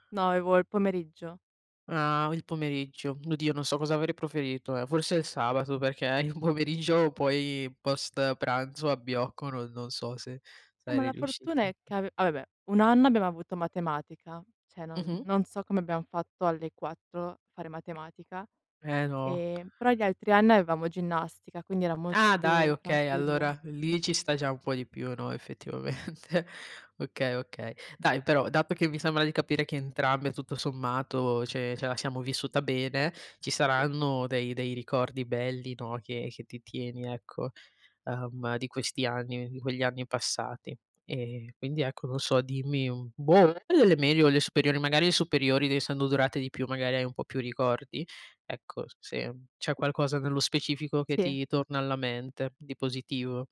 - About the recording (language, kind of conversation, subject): Italian, unstructured, Qual è stato il tuo ricordo più bello a scuola?
- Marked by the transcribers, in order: tapping; unintelligible speech; laughing while speaking: "effettivamente"; unintelligible speech; unintelligible speech